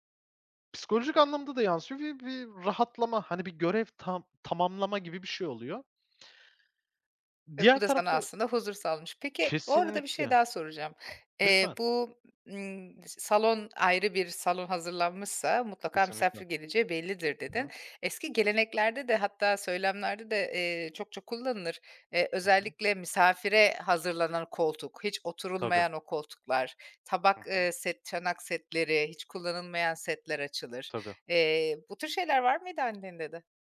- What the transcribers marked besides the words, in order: other background noise; tapping
- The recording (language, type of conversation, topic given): Turkish, podcast, Misafir ağırlarken konforu nasıl sağlarsın?